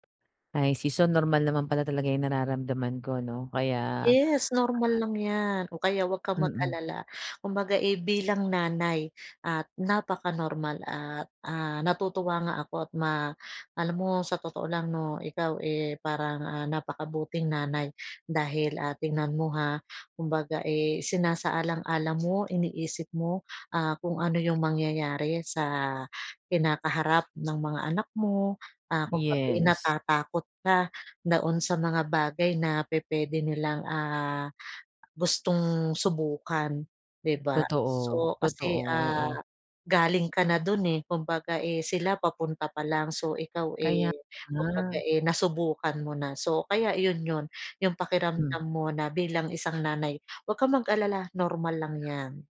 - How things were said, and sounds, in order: other background noise
- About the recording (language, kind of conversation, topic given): Filipino, advice, Paano ko malalaman kung alin sa sitwasyon ang kaya kong kontrolin?